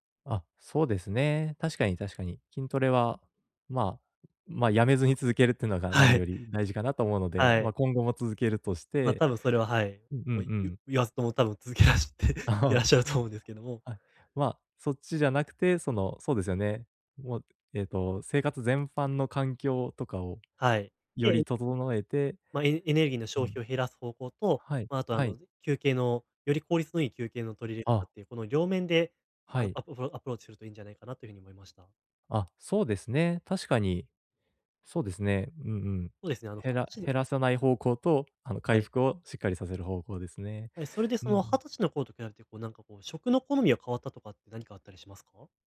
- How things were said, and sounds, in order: laughing while speaking: "続けらしていらっしゃると"; laughing while speaking: "ああ"; other noise
- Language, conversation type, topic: Japanese, advice, 毎日のエネルギー低下が疲れなのか燃え尽きなのか、どのように見分ければよいですか？